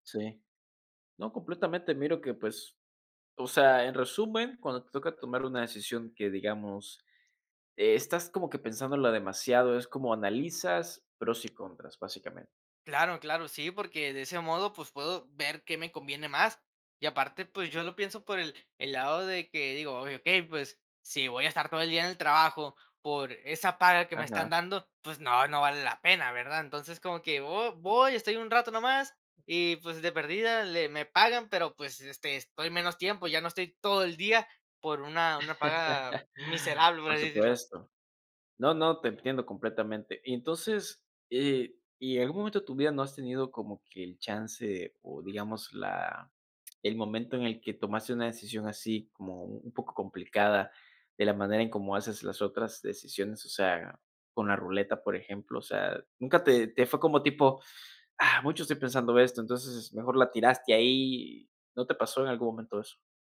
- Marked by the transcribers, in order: chuckle
- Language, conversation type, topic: Spanish, podcast, ¿Cómo decides rápido cuando el tiempo apremia?